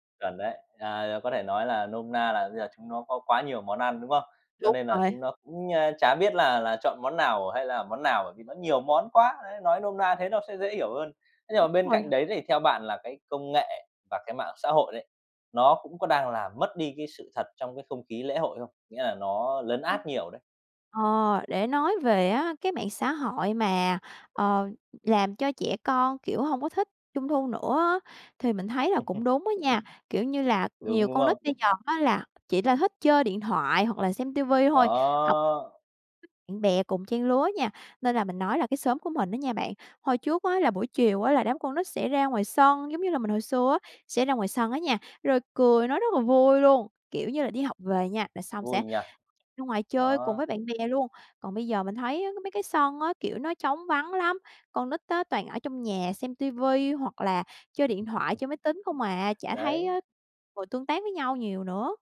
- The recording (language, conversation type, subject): Vietnamese, podcast, Bạn nhớ nhất lễ hội nào trong tuổi thơ?
- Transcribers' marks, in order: laugh; other background noise; laugh